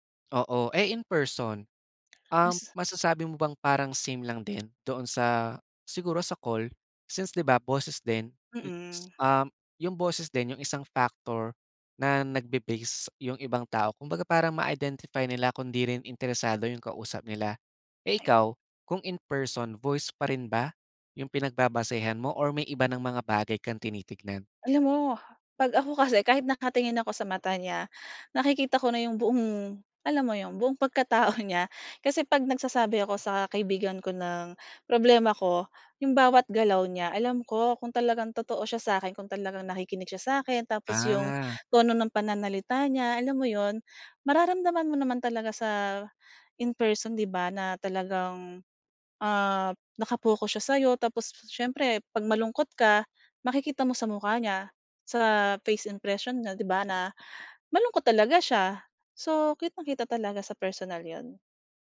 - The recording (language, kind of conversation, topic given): Filipino, podcast, Mas madali ka bang magbahagi ng nararamdaman online kaysa kapag kaharap nang personal?
- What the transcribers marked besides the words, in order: tapping; other background noise; laughing while speaking: "pagkatao"